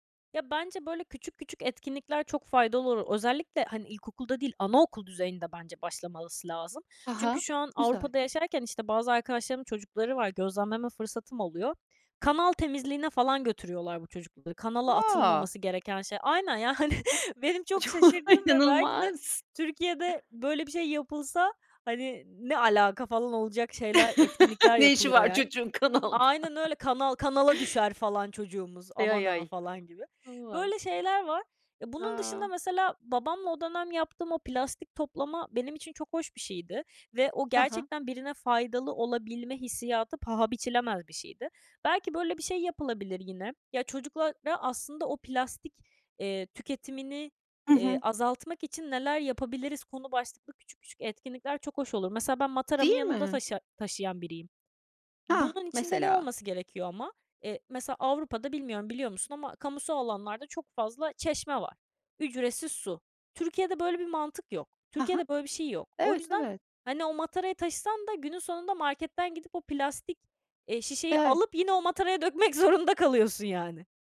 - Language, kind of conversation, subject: Turkish, podcast, Günlük hayatta atıkları azaltmak için neler yapıyorsun, anlatır mısın?
- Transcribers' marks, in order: "başlaması" said as "başlamalısı"; laughing while speaking: "Ço inanılmaz"; laughing while speaking: "yani"; other background noise; laugh; laughing while speaking: "Ne işi var çocuğun kanalda?"; unintelligible speech; laughing while speaking: "zorunda"